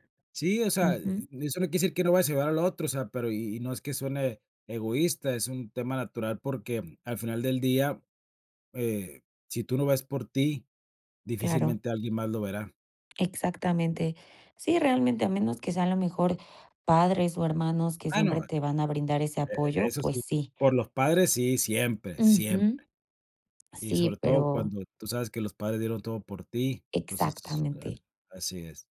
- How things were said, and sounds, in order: none
- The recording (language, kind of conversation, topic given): Spanish, podcast, ¿Qué consejo le darías a tu yo del pasado?